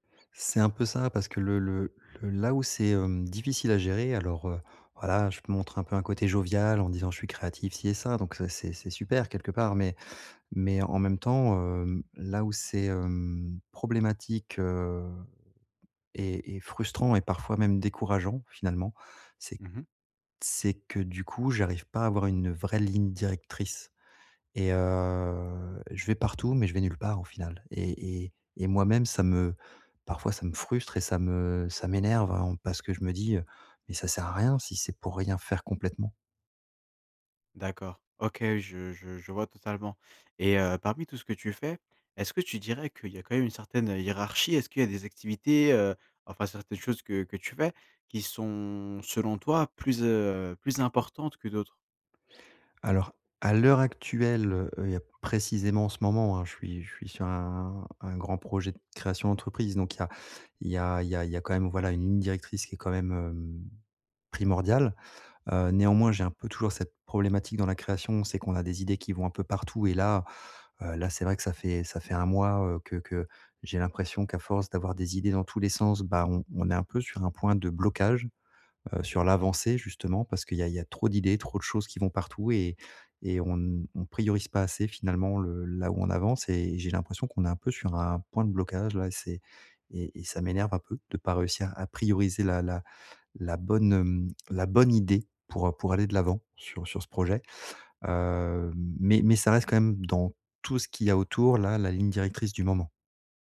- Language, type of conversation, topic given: French, advice, Comment puis-je filtrer et prioriser les idées qui m’inspirent le plus ?
- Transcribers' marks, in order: drawn out: "heu"; drawn out: "heu"; drawn out: "sont"; drawn out: "un"; tapping; stressed: "bonne idée"